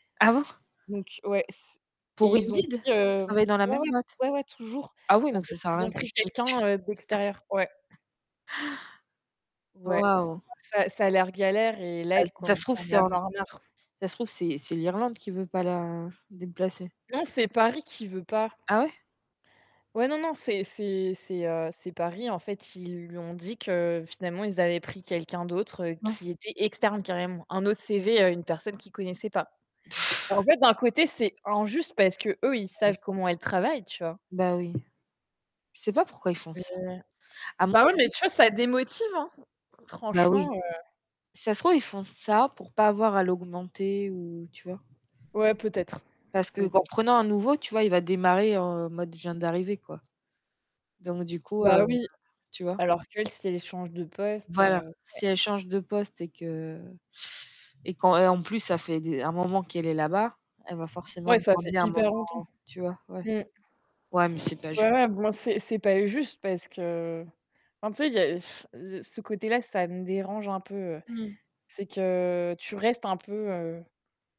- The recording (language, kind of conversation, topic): French, unstructured, Quels sont les avantages et les inconvénients du télétravail ?
- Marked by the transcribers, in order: static; other background noise; distorted speech; laughing while speaking: "postule"; laugh; unintelligible speech; tapping; chuckle; stressed: "injuste"; stressed: "démotive"; stressed: "ça"